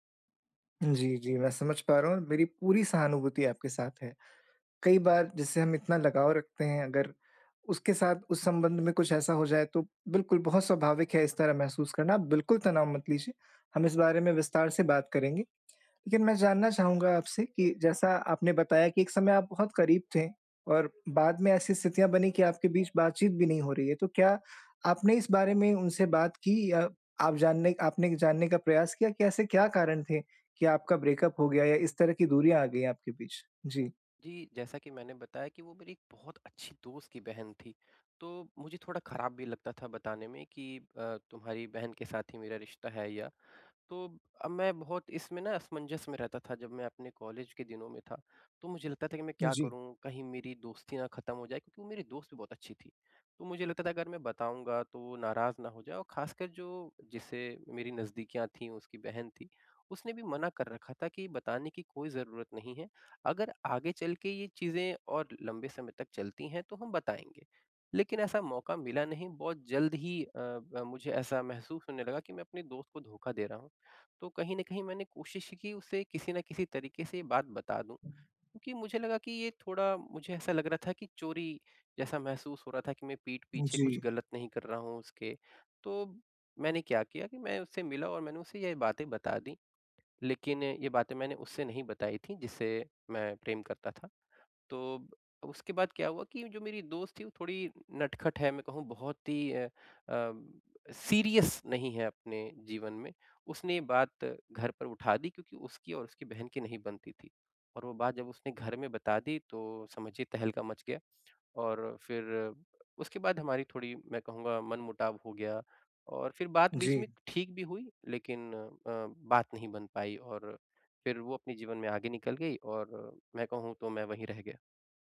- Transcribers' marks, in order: tapping; in English: "ब्रेकअप"; in English: "सीरियस"
- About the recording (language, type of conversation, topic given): Hindi, advice, ब्रेकअप के बाद मैं अपने जीवन में नया उद्देश्य कैसे खोजूँ?